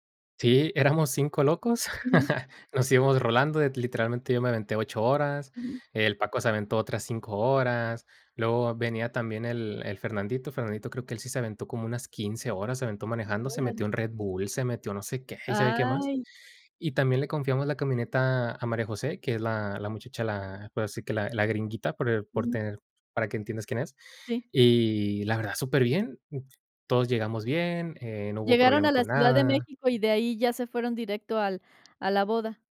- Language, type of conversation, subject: Spanish, podcast, ¿Tienes alguna anécdota en la que perderte haya mejorado tu viaje?
- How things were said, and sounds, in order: chuckle; tapping